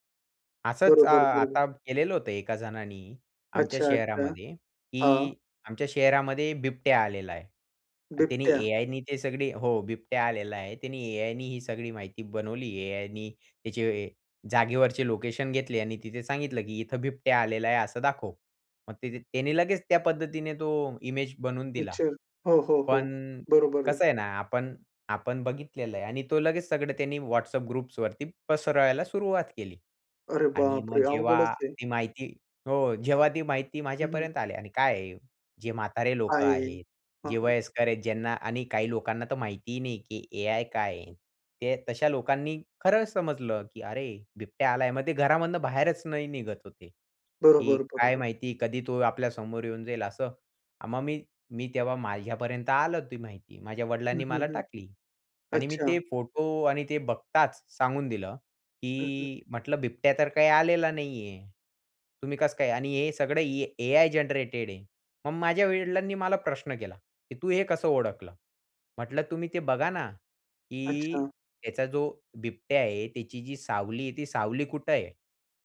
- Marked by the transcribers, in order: tapping; in English: "लोकेशन"; in English: "इमेज"; in English: "ग्रुप्सवरती"; in English: "जनरेटेड"
- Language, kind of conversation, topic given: Marathi, podcast, इंटरनेटवर माहिती शोधताना तुम्ही कोणत्या गोष्टी तपासता?